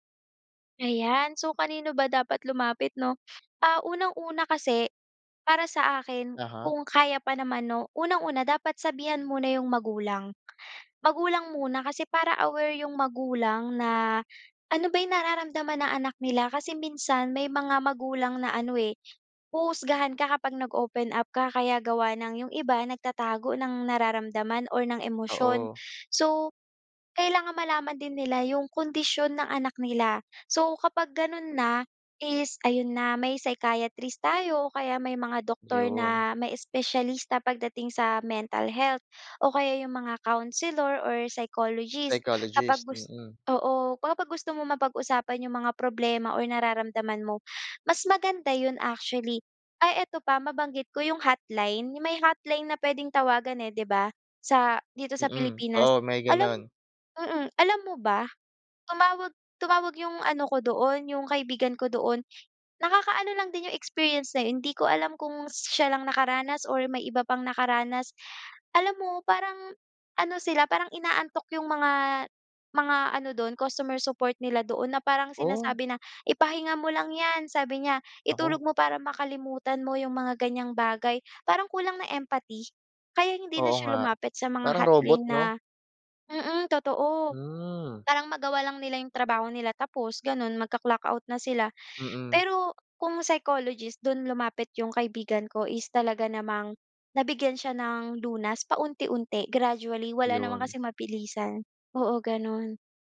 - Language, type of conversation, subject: Filipino, podcast, Paano mo malalaman kung oras na para humingi ng tulong sa doktor o tagapayo?
- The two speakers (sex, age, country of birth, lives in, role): female, 25-29, Philippines, Philippines, guest; male, 20-24, Philippines, Philippines, host
- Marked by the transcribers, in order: none